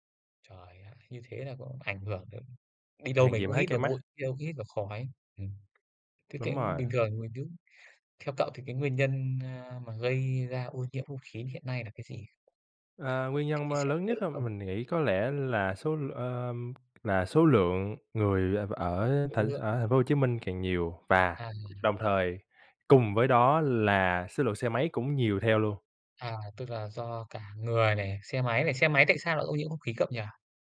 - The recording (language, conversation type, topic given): Vietnamese, unstructured, Bạn nghĩ gì về tình trạng ô nhiễm không khí hiện nay?
- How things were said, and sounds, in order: tapping; other background noise